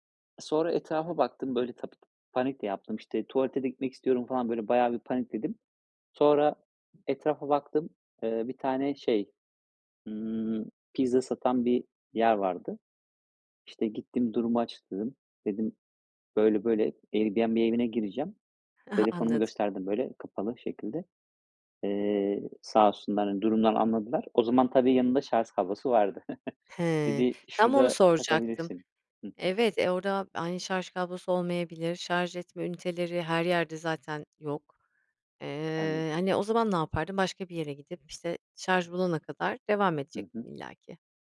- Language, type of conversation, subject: Turkish, podcast, Telefonunun şarjı bittiğinde yolunu nasıl buldun?
- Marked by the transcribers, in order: other background noise; giggle; "şarj" said as "şarz"; tapping